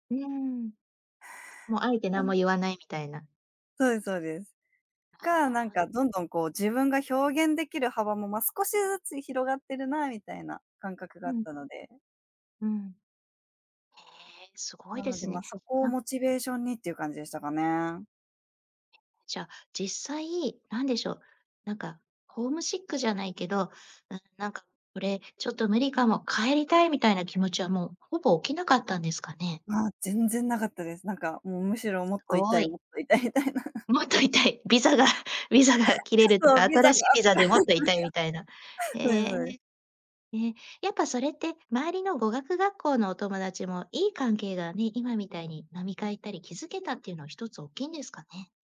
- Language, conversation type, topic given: Japanese, podcast, 人生で一番の挑戦は何でしたか？
- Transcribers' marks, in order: laughing while speaking: "もっと居たいみたいな"; laughing while speaking: "もっとい居たい、ビザが ビザが"; laugh; laughing while speaking: "そう、ビザがって"; laugh